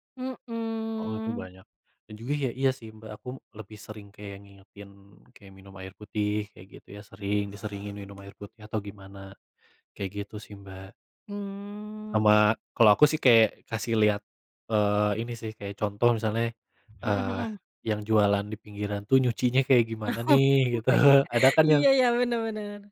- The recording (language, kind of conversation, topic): Indonesian, unstructured, Bagaimana kamu meyakinkan teman agar tidak jajan sembarangan?
- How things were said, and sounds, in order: other background noise; laughing while speaking: "Oh, iya"; laughing while speaking: "gitu"